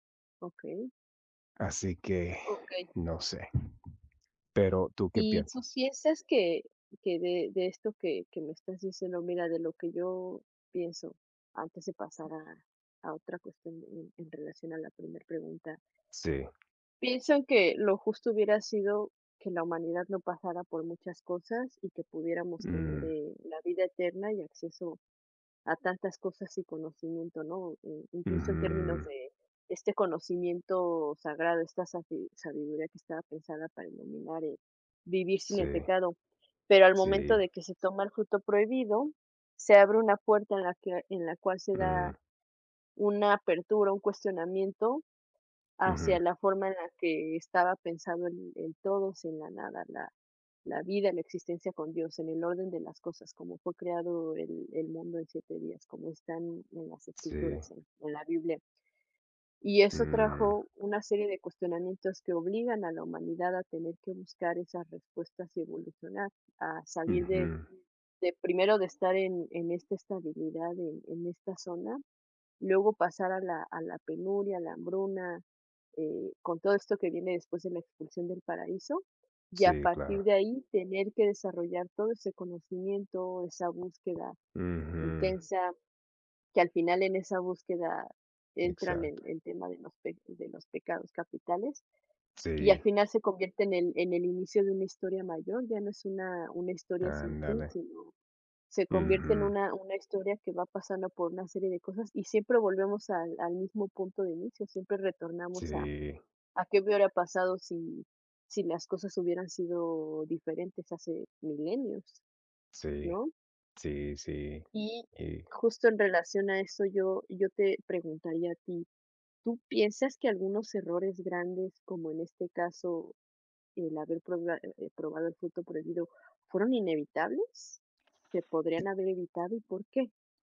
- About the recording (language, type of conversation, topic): Spanish, unstructured, ¿Cuál crees que ha sido el mayor error de la historia?
- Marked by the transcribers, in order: tapping; other background noise